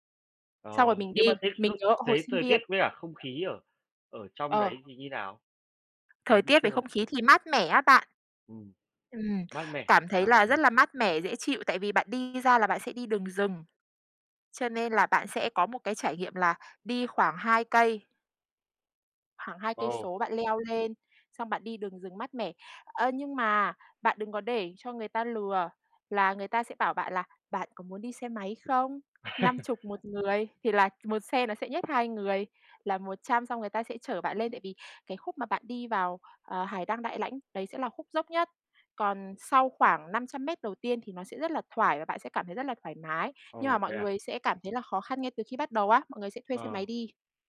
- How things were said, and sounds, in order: tapping; background speech; other background noise; laugh
- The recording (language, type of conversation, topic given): Vietnamese, podcast, Bạn đã từng có trải nghiệm nào đáng nhớ với thiên nhiên không?